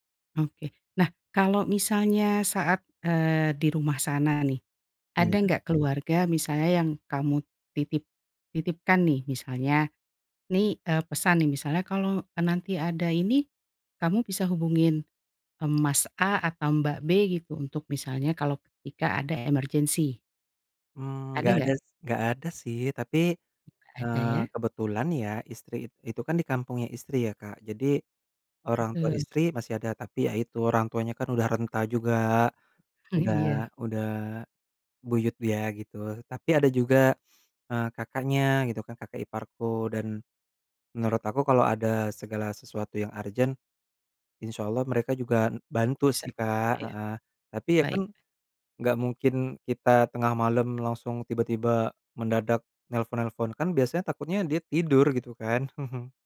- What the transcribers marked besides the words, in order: tapping; chuckle; other background noise
- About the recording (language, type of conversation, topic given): Indonesian, advice, Mengapa saya terus-menerus khawatir tentang kesehatan diri saya atau keluarga saya?